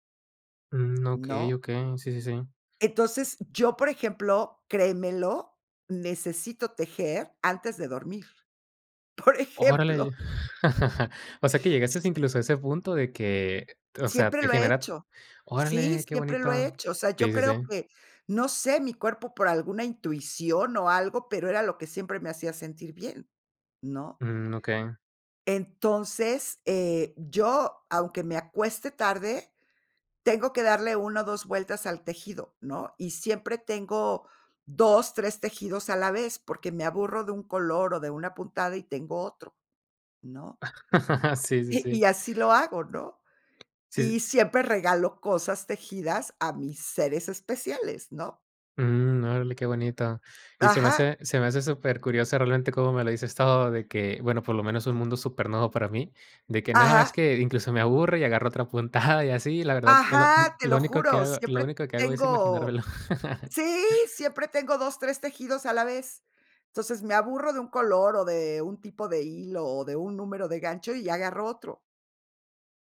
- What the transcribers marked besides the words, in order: laughing while speaking: "Por ejemplo"; laugh; other background noise; laugh; laugh
- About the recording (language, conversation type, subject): Spanish, podcast, ¿Cómo te permites descansar sin culpa?